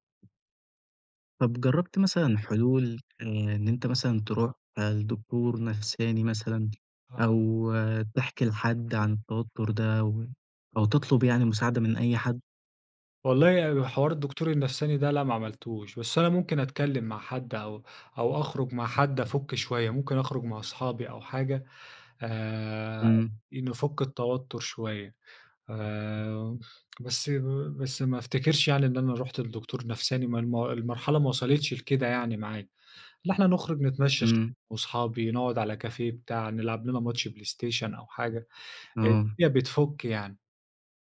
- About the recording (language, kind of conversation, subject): Arabic, podcast, إزاي بتتعامل مع التوتر اليومي؟
- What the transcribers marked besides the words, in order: tapping; other background noise; in English: "ماتش"